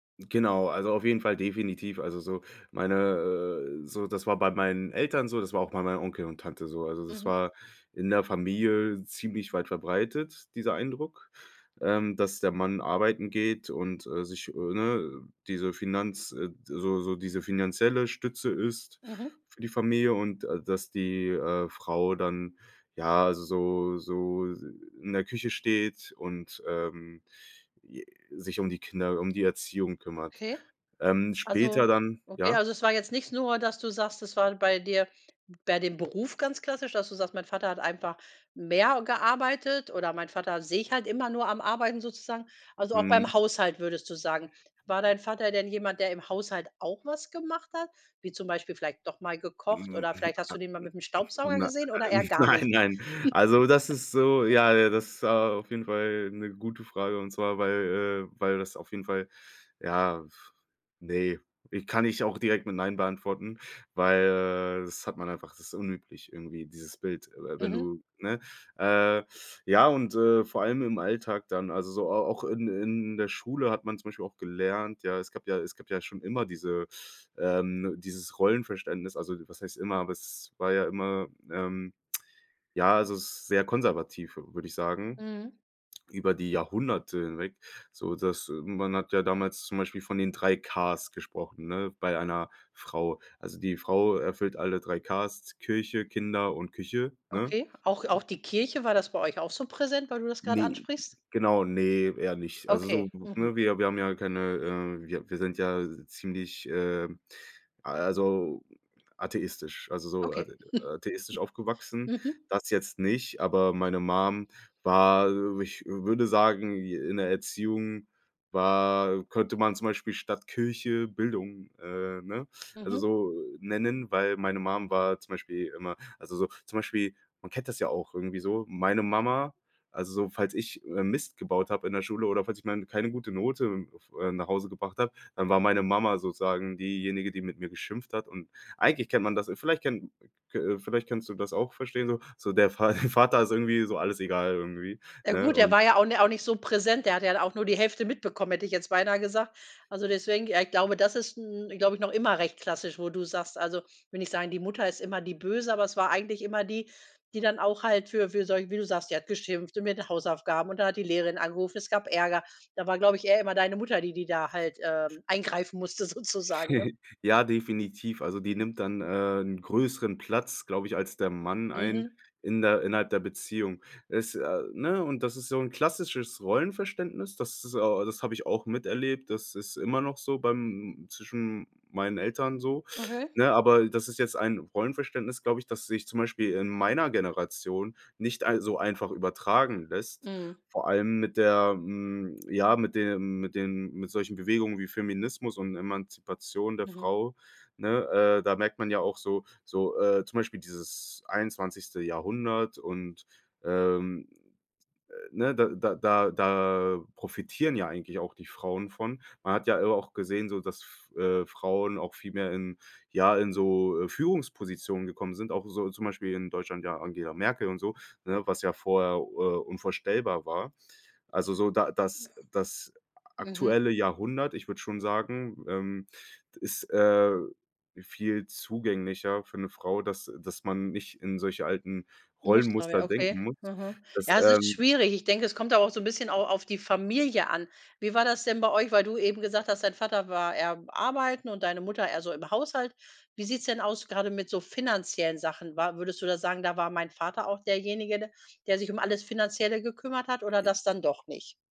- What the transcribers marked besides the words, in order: other noise; laughing while speaking: "nein, nein"; chuckle; put-on voice: "Mum"; chuckle; put-on voice: "Mum"; "kannst" said as "kennst"; laughing while speaking: "Va Vater"; other background noise; laughing while speaking: "sozusagen"; chuckle; unintelligible speech
- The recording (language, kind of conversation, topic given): German, podcast, Wie hat sich euer Rollenverständnis von Mann und Frau im Laufe der Zeit verändert?